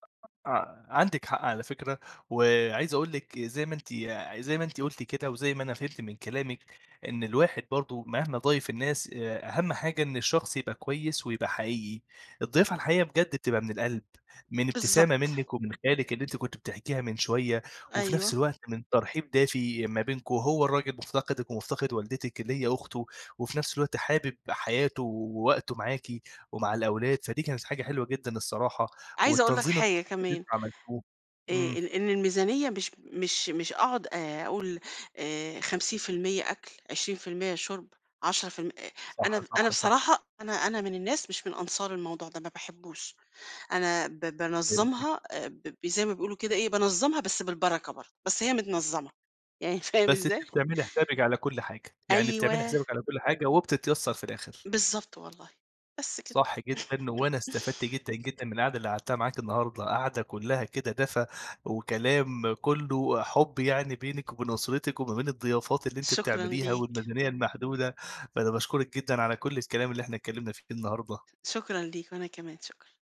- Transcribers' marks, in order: tapping; laugh; laugh
- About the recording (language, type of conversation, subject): Arabic, podcast, إزاي توازن بين الضيافة وميزانية محدودة؟